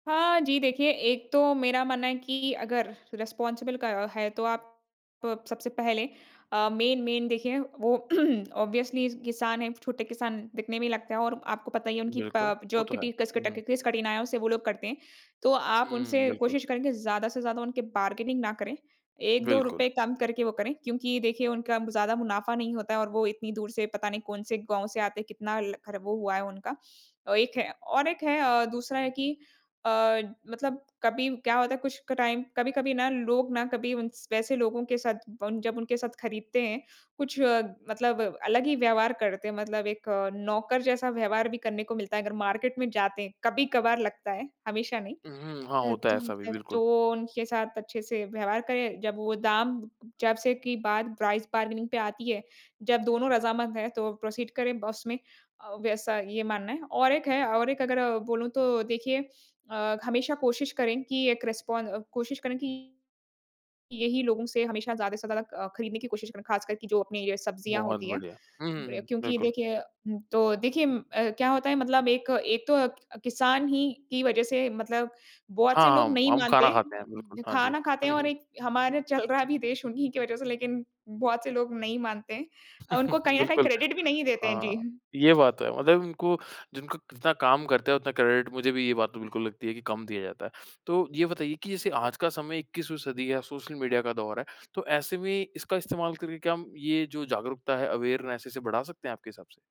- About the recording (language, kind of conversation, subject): Hindi, podcast, छोटे किसानों का समर्थन आम आदमी कैसे कर सकता है?
- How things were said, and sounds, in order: in English: "रिस्पॉन्सिबल"; in English: "मेन-मेन"; throat clearing; in English: "ऑब्वियसली"; in English: "बार्गेनिंग"; in English: "टाइम"; in English: "मार्केट"; in English: "प्राइस बार्गेनिंग"; in English: "प्रोसीड"; chuckle; in English: "क्रेडिट"; in English: "क्रेडिट"; in English: "अवेयरनेस"